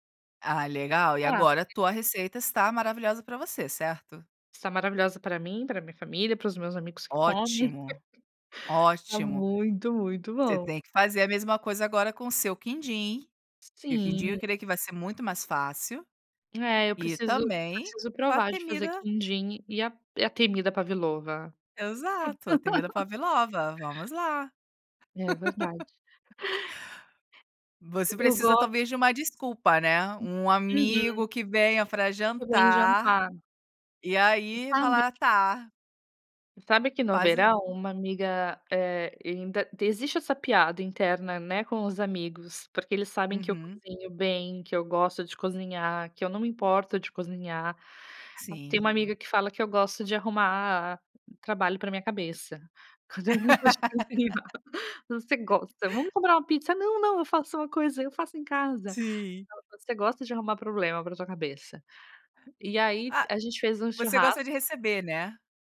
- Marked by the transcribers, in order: unintelligible speech; chuckle; laugh; laugh; laugh; unintelligible speech; laugh
- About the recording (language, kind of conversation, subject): Portuguese, podcast, O que te encanta na prática de cozinhar?